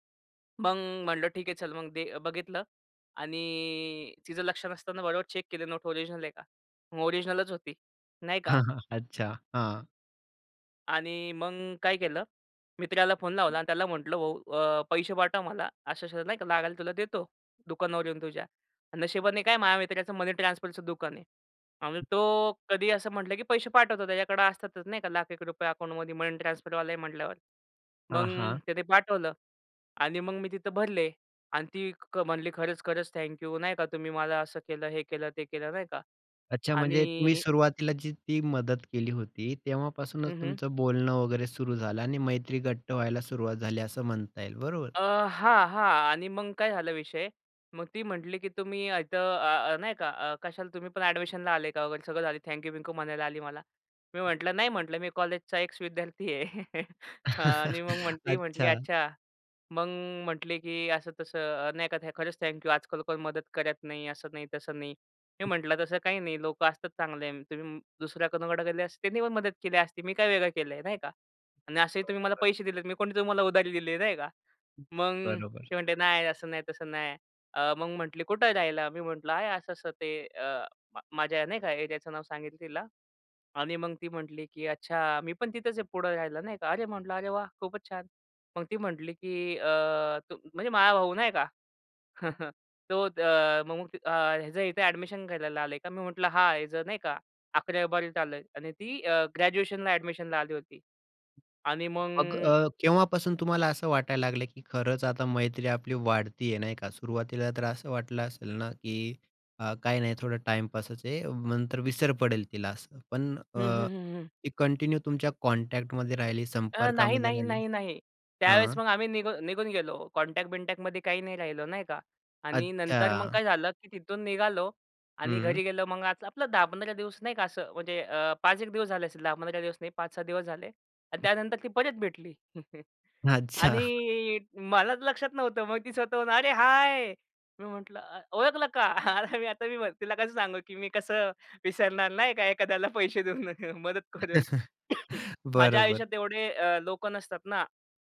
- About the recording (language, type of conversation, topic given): Marathi, podcast, एखाद्या अजनबीशी तुमची मैत्री कशी झाली?
- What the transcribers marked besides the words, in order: in English: "चेक"; in English: "ओरिजिनल"; in English: "ओरिजिनलच"; laughing while speaking: "हां, हां"; in English: "मनी ट्रान्सफरचं"; other background noise; in English: "मनी ट्रान्सफरवाला"; tapping; laughing while speaking: "एक्स-विद्यार्थी आहे"; chuckle; chuckle; in English: "कंटिन्यू"; in English: "कॉन्टॅक्टमध्ये"; in English: "कॉन्टॅक्ट"; laughing while speaking: "अच्छा"; chuckle; drawn out: "आणि"; chuckle; laughing while speaking: "एखाद्याला पैसे देऊन मदत करून"; chuckle; cough